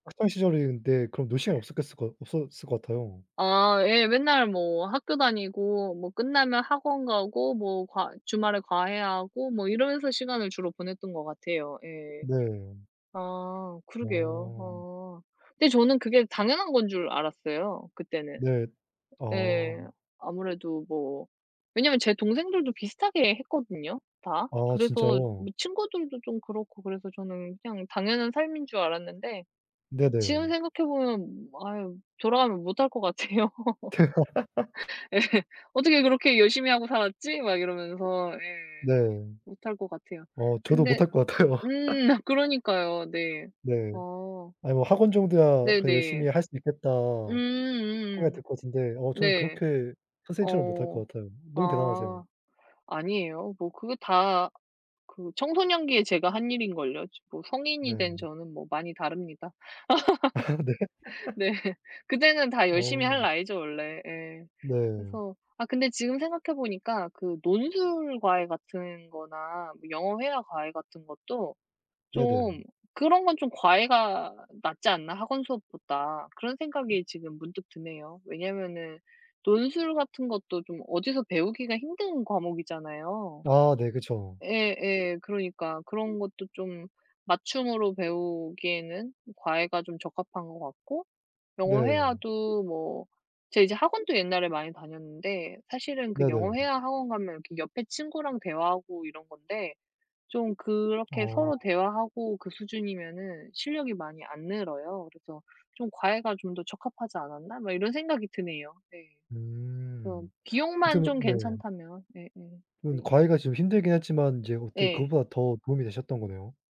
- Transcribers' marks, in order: laughing while speaking: "같아요"; laughing while speaking: "같아요"; laugh; laughing while speaking: "아, 네"; laugh
- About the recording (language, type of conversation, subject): Korean, unstructured, 과외는 꼭 필요한가요, 아니면 오히려 부담이 되나요?